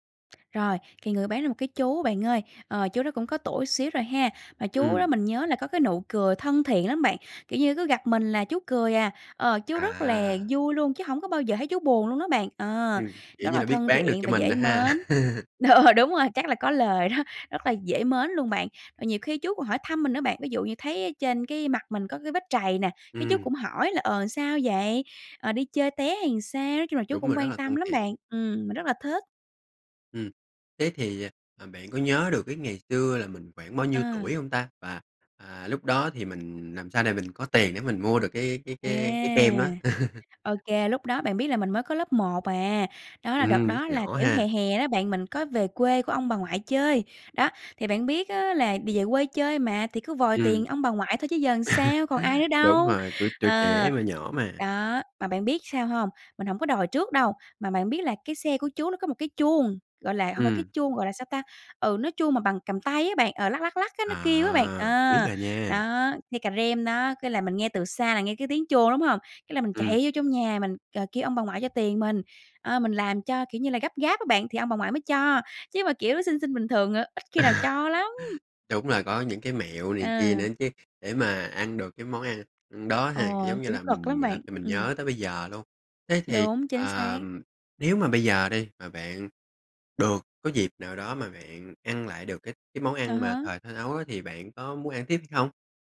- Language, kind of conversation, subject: Vietnamese, podcast, Bạn có thể kể một kỷ niệm ăn uống thời thơ ấu của mình không?
- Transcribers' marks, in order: tapping; other background noise; laugh; laughing while speaking: "đúng rồi, chắc là có lời đó"; laugh; laugh; laugh; laugh